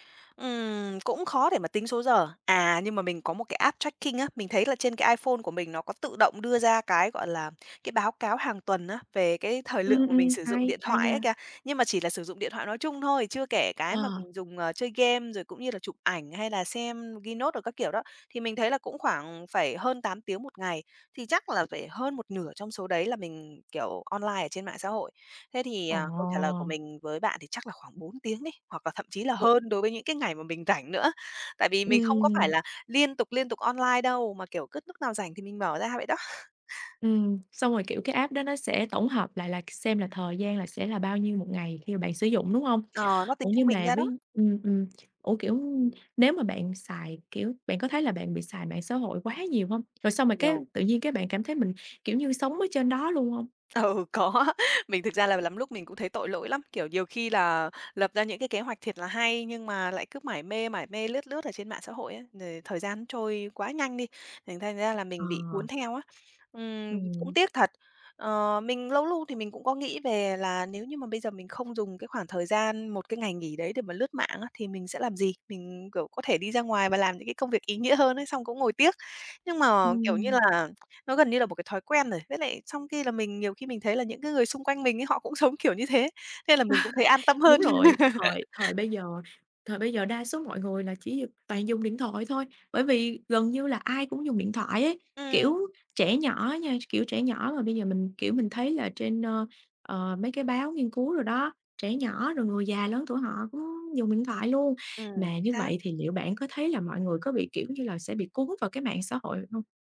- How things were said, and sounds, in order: in English: "app tracking"; other background noise; in English: "note"; tapping; unintelligible speech; laughing while speaking: "đó"; in English: "app"; laughing while speaking: "Ừ, có"; chuckle; laugh
- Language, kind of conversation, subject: Vietnamese, podcast, Bạn cân bằng giữa đời sống thực và đời sống trên mạng như thế nào?